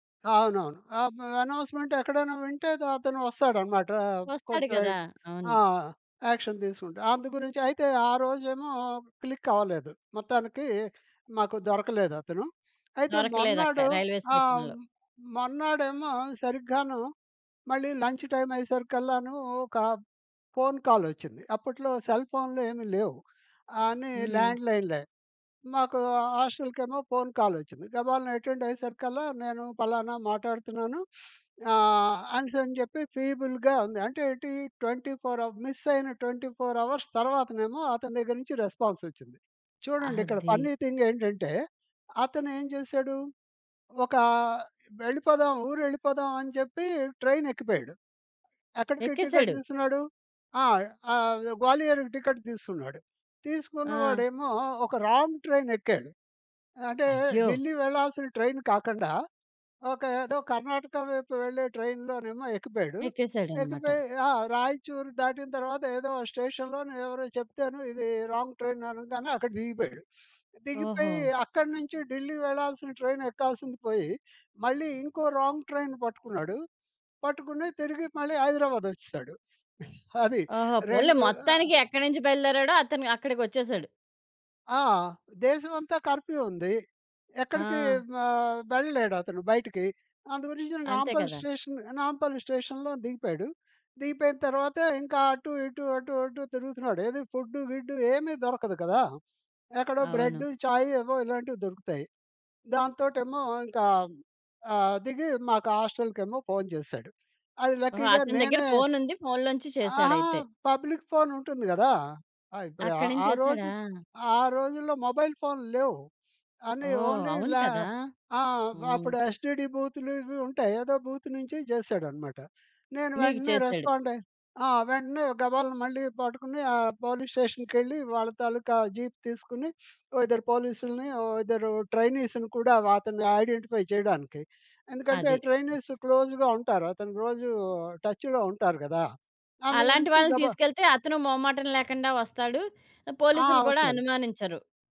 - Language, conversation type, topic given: Telugu, podcast, ఒకసారి మీరు సహాయం కోరినప్పుడు మీ జీవితం ఎలా మారిందో వివరించగలరా?
- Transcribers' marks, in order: in English: "అనౌన్స్‌మెంట్"; in English: "యాక్షన్"; in English: "క్లిక్"; tapping; in English: "రైల్వే స్టేషన్‌లో"; other background noise; in English: "లంచ్ టైమ్"; in English: "ల్యాండ్‌లైన్‌లే"; in English: "అటెండ్"; sniff; in English: "ఫీబుల్‌గా"; in English: "ట్వెంటీ ఫోర్ అవ మిస్"; in English: "ట్వెంటీ ఫోర్ అవర్స్"; in English: "రెస్పాన్సొచ్చింది"; in English: "ఫన్నీ థింగ్"; in English: "ట్రైన్"; in English: "టికెట్"; in English: "రాంగ్ ట్రైన్"; in English: "ట్రైన్"; in English: "రాంగ్ ట్రైన్"; sniff; in English: "ట్రైన్"; in English: "రాంగ్ ట్రైన్"; in English: "కర్ఫ్యూ"; in Hindi: "చాయ్"; in English: "లక్కీగా"; in English: "పబ్లిక్ ఫోన్"; sniff; in English: "ఓన్లీ"; in English: "బూత్"; in English: "రెస్పాండ్"; in English: "పోలీస్ స్టేషన్‌కెళ్ళి"; in English: "జీప్"; sniff; in English: "ట్రైనీస్‌ని"; in English: "ఐడెంటిఫై"; in English: "ట్రైనీస్ క్లోజ్‌గా"; in English: "టచ్‌లో"